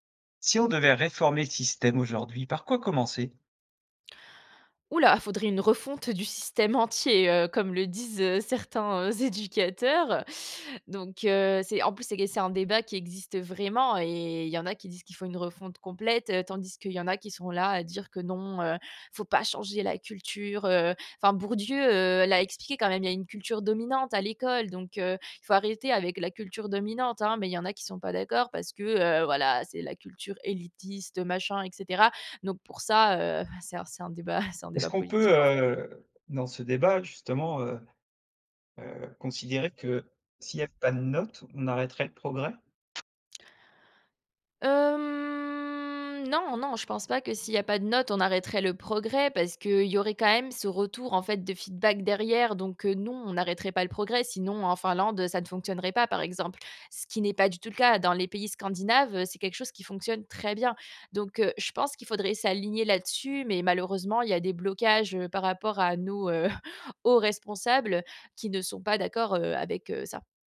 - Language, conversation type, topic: French, podcast, Que penses-tu des notes et des classements ?
- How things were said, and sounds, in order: put-on voice: "Non, heu, il faut pas changer la culture heu"; other background noise; drawn out: "Hem"; in English: "feedback"; stressed: "très bien"; chuckle